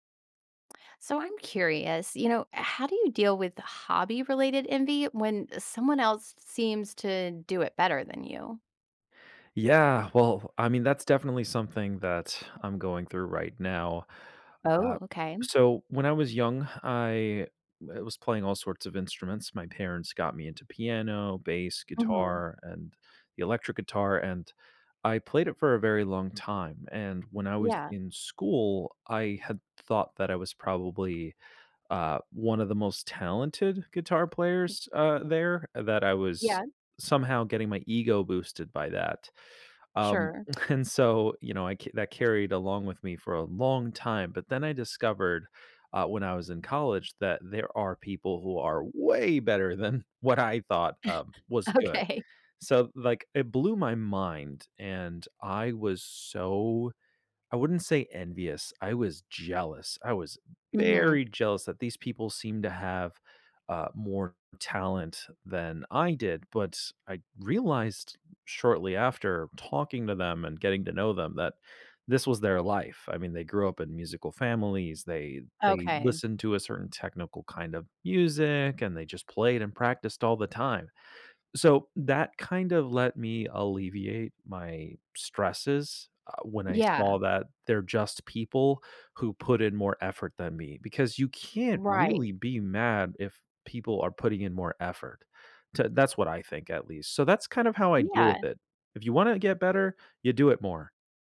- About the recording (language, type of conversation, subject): English, unstructured, How do I handle envy when someone is better at my hobby?
- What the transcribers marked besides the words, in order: tapping; laughing while speaking: "and so"; stressed: "way"; chuckle; laughing while speaking: "Okay"